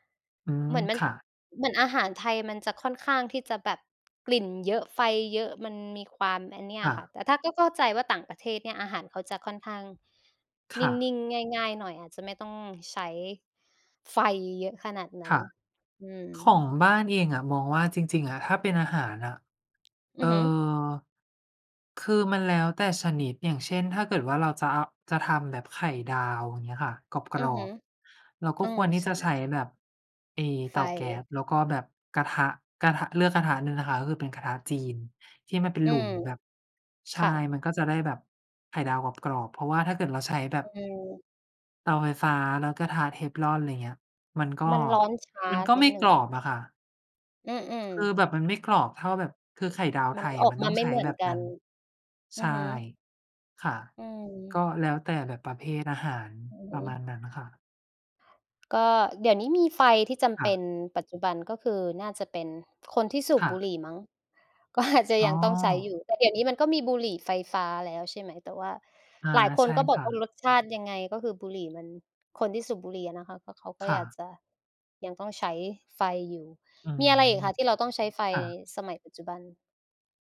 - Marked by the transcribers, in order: tapping; laughing while speaking: "ก็อาจ"
- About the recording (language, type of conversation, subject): Thai, unstructured, ทำไมการค้นพบไฟจึงเป็นจุดเปลี่ยนสำคัญในประวัติศาสตร์มนุษย์?